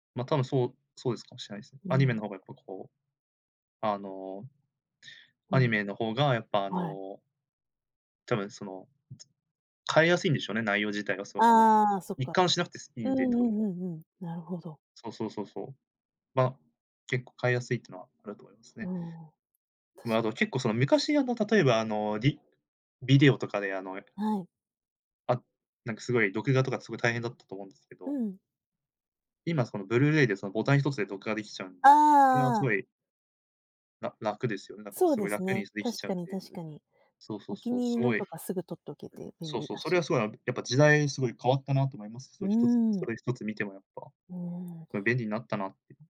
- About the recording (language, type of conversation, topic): Japanese, podcast, 子どものころ好きだったテレビ番組を覚えていますか？
- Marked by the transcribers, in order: other background noise